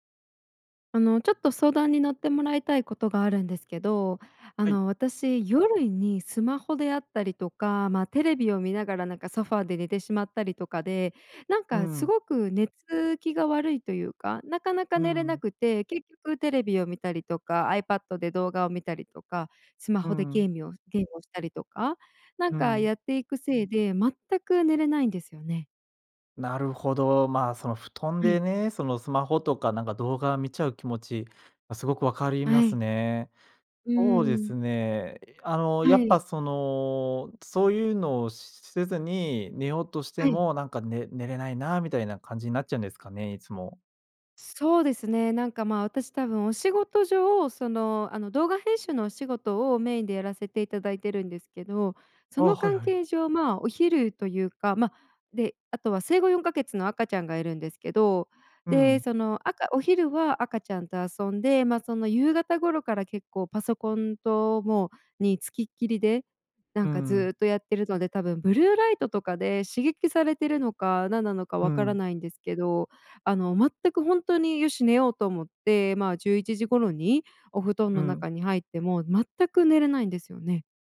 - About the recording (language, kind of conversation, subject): Japanese, advice, 布団に入ってから寝つけずに長時間ゴロゴロしてしまうのはなぜですか？
- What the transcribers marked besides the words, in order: none